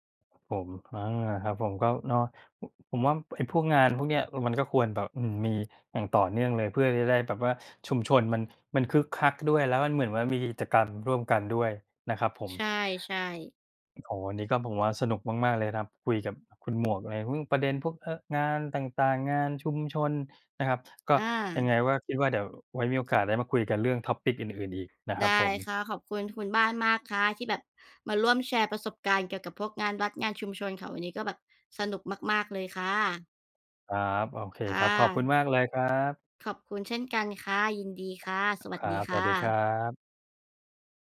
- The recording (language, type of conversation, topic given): Thai, unstructured, ทำไมการมีงานวัดหรืองานชุมชนถึงทำให้คนมีความสุข?
- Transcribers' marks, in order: tapping